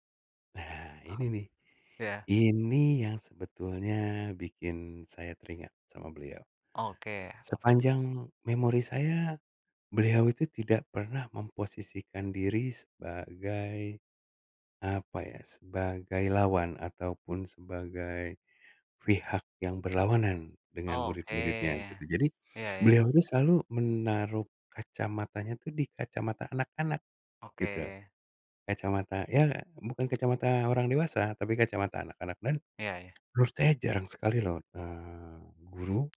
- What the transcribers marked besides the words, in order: chuckle; tapping
- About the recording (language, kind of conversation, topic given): Indonesian, podcast, Siapa guru atau pembimbing yang paling berkesan bagimu, dan mengapa?